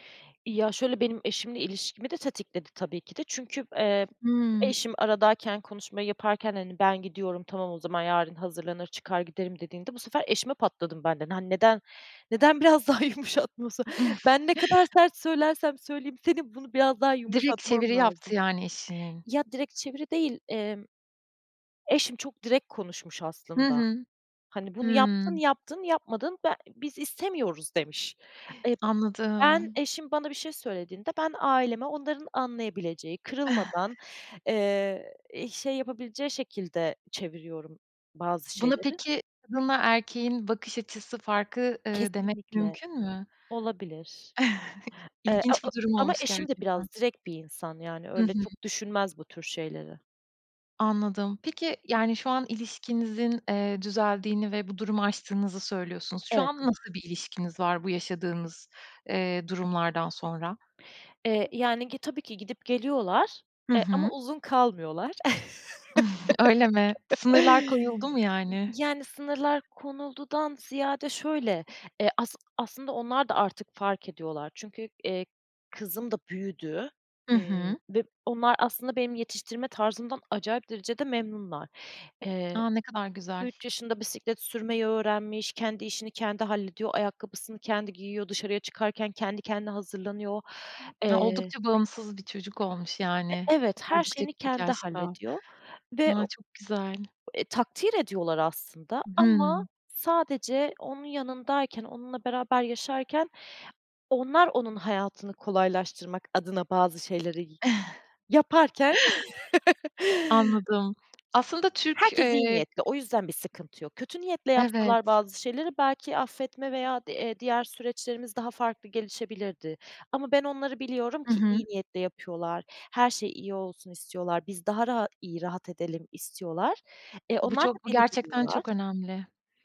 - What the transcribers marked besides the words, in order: laughing while speaking: "biraz daha yumuşatmıyorsun?"; other background noise; laugh; chuckle
- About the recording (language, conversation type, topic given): Turkish, podcast, Kayınvalidenizle ilişkinizi nasıl yönetirsiniz?
- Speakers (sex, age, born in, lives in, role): female, 30-34, Turkey, Germany, guest; female, 35-39, Turkey, Estonia, host